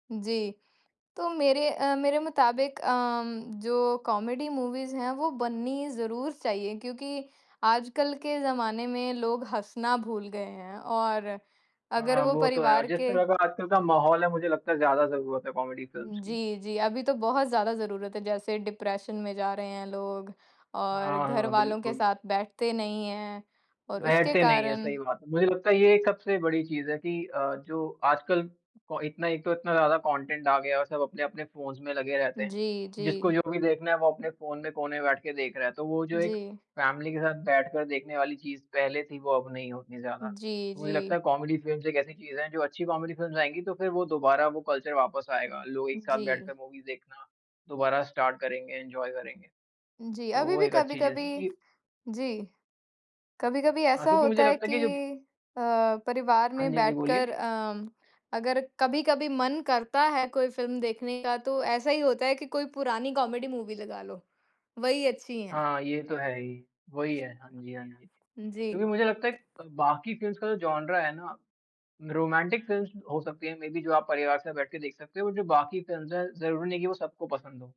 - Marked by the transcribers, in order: in English: "कॉमेडी मूवीज़"; in English: "कॉमेडी"; in English: "डिप्रेशन"; in English: "कॉन्टेंट"; in English: "फ़ोन्स"; in English: "फैमिली"; in English: "कॉमेडी फिल्म्स"; in English: "कॉमेडी"; in English: "कल्चर"; in English: "मूवीज"; in English: "स्टार्ट"; in English: "एन्जॉय"; in English: "कॉमेडी मूवी"; background speech; other background noise; in English: "जॉनरा"; in English: "रोमांटिक फिल्म्स"; in English: "मेबी"; in English: "फिल्म्स"
- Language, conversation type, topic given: Hindi, unstructured, आपके अनुसार, कॉमेडी फ़िल्मों का जादू क्या है?
- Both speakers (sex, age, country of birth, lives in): female, 20-24, India, United States; male, 20-24, India, India